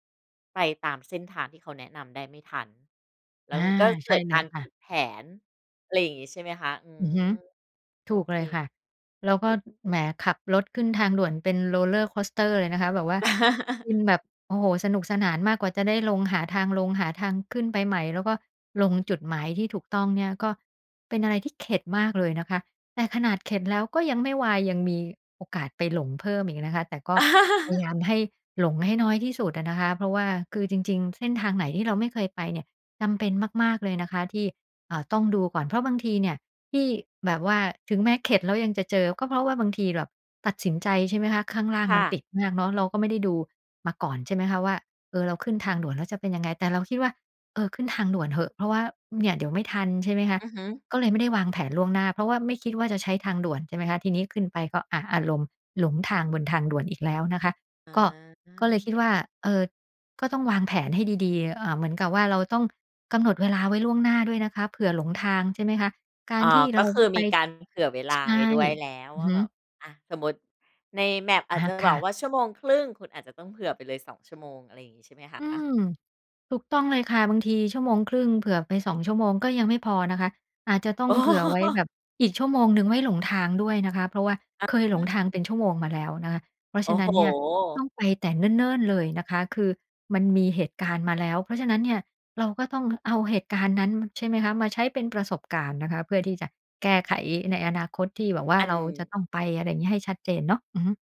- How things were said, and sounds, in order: in English: "Roller coaster"; laugh; laugh; in English: "Map"; laughing while speaking: "อ๋อ"
- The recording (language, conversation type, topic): Thai, podcast, การหลงทางเคยสอนอะไรคุณบ้าง?